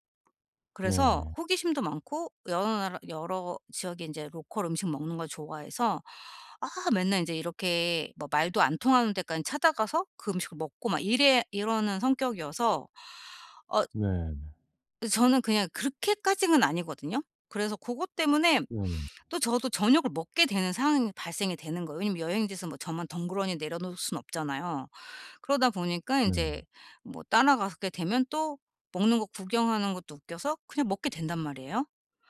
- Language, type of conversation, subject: Korean, advice, 여행이나 주말 일정 변화가 있을 때 평소 루틴을 어떻게 조정하면 좋을까요?
- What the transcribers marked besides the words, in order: other background noise